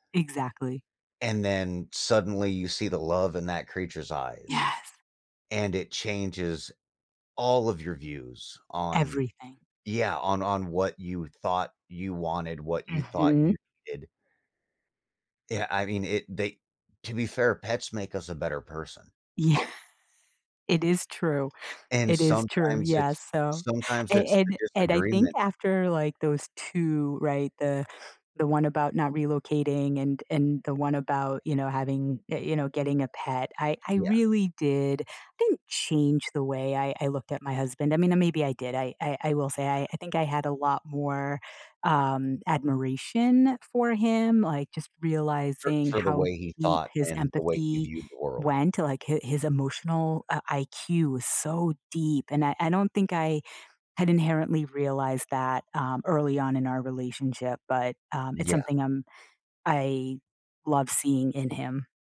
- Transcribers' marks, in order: stressed: "all"; laughing while speaking: "Yeah"; tapping; other background noise; stressed: "so deep"
- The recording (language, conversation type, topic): English, unstructured, How can disagreements help us see things from a new perspective?
- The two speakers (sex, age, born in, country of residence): female, 50-54, United States, United States; male, 40-44, United States, United States